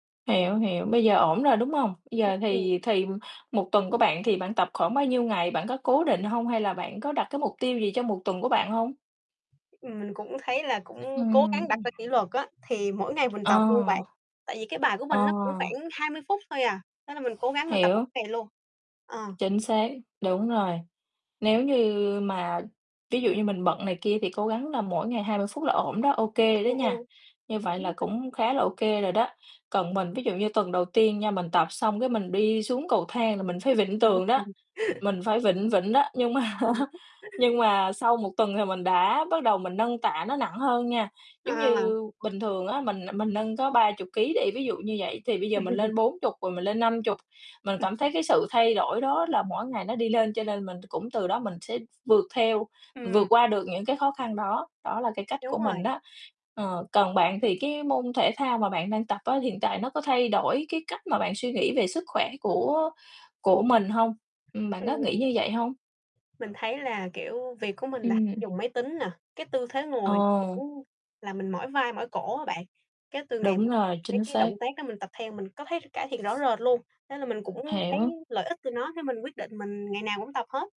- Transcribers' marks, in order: tapping; distorted speech; other background noise; static; unintelligible speech; chuckle; laughing while speaking: "mà á"; chuckle; chuckle
- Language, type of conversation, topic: Vietnamese, unstructured, Bạn đã từng thử môn thể thao nào khiến bạn bất ngờ chưa?